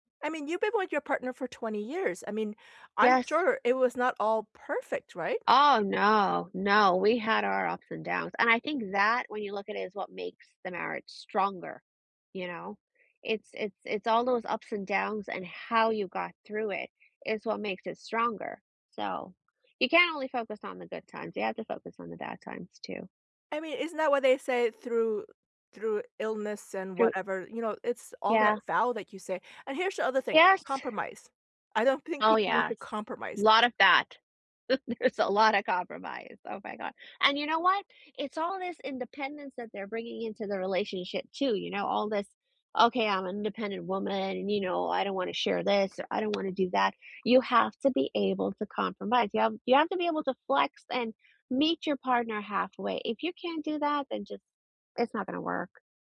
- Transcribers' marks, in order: tapping; other background noise; chuckle; laughing while speaking: "There's"
- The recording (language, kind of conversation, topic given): English, unstructured, What do you think causes most breakups in relationships?